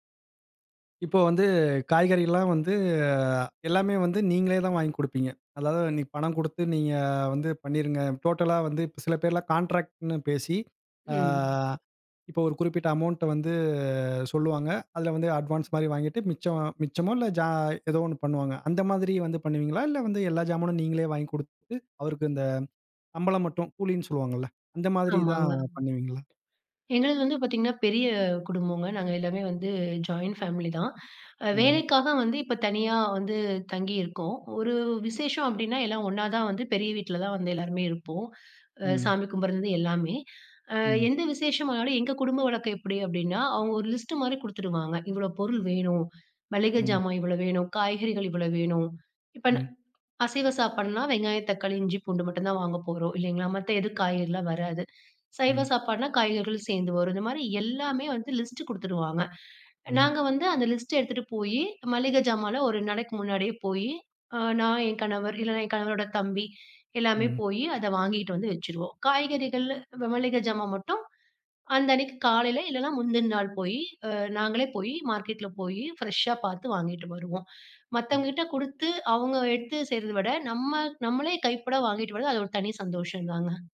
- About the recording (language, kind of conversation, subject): Tamil, podcast, ஒரு பெரிய விருந்துச் சமையலை முன்கூட்டியே திட்டமிடும்போது நீங்கள் முதலில் என்ன செய்வீர்கள்?
- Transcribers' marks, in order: drawn out: "அ"; drawn out: "வந்து"; other background noise; blowing